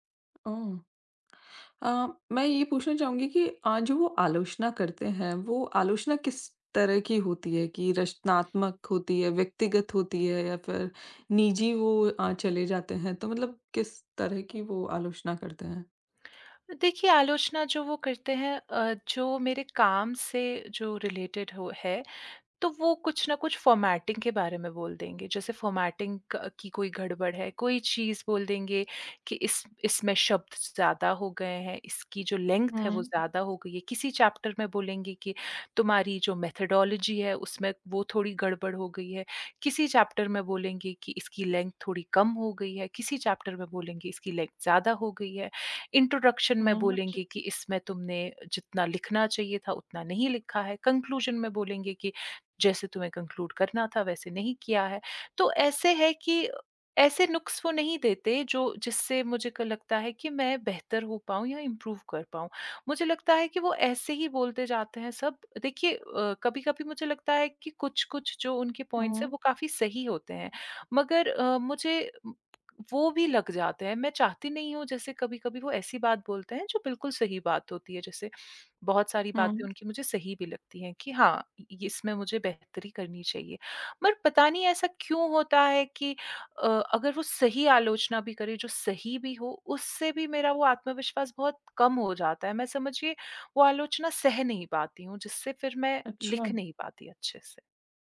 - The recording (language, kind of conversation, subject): Hindi, advice, आलोचना के बाद मेरा रचनात्मक आत्मविश्वास क्यों खो गया?
- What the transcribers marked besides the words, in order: tapping; other background noise; in English: "रिलेटेड"; in English: "फॉर्मेटिंग"; in English: "फॉर्मेटिंग"; in English: "लेंथ"; in English: "चैप्टर"; in English: "मेथोडोलॉजी"; in English: "चैप्टर"; in English: "लेंथ"; in English: "चैप्टर"; in English: "लेंथ"; in English: "इंट्रोडक्शन"; in English: "कन्क्लूज़न"; in English: "कन्क्लूड"; in English: "इम्प्रूव"; in English: "पॉइंट्स"